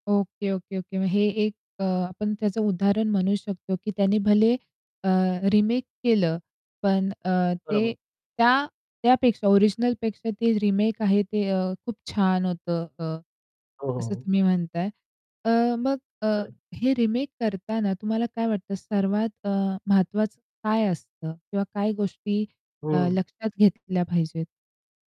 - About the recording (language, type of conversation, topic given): Marathi, podcast, रिमेक आणि पुनरारंभाबद्दल तुमचं मत काय आहे?
- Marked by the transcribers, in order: tapping; static; distorted speech